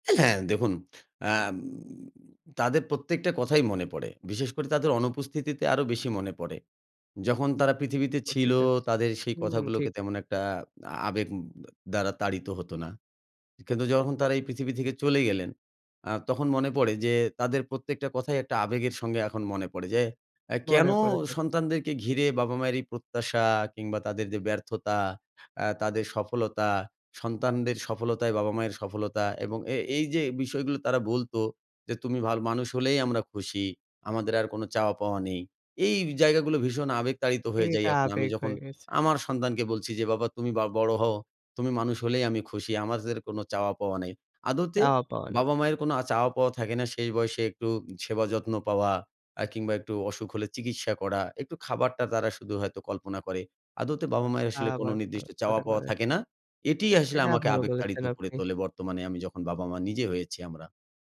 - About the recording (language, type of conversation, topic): Bengali, podcast, কোন মা-বাবার কথা এখন আপনাকে বেশি ছুঁয়ে যায়?
- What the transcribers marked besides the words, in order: "আমাদের" said as "আমাজের"